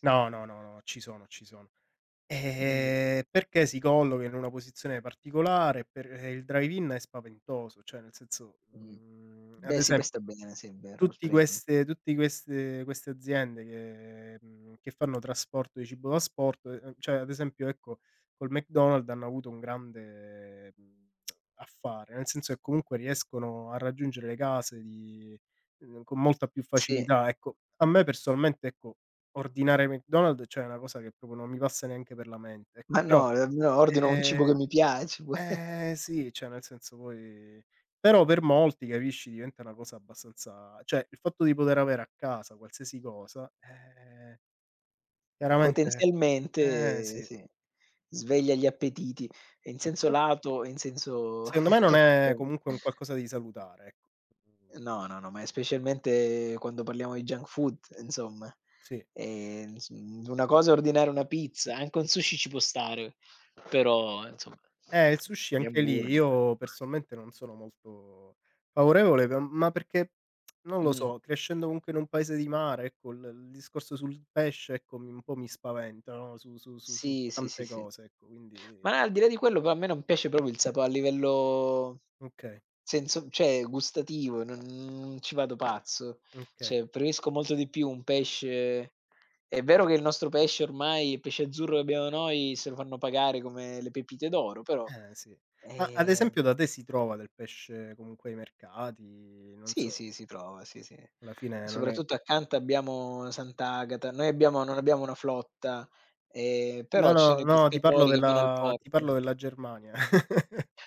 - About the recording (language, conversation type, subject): Italian, unstructured, Come decidi se cucinare a casa oppure ordinare da asporto?
- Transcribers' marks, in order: tapping; unintelligible speech; "cioè" said as "ceh"; "McDonald's" said as "McDonald"; tsk; "McDonald's" said as "McDonald"; "cioè" said as "ceh"; "proprio" said as "propo"; unintelligible speech; "cioè" said as "ceh"; chuckle; other background noise; "secondo" said as "seondo"; chuckle; unintelligible speech; drawn out: "mhmm"; in English: "junk food"; tsk; "proprio" said as "propio"; "cioè" said as "ceh"; drawn out: "non"; "Cioè" said as "ceh"; "Okay" said as "mkay"; chuckle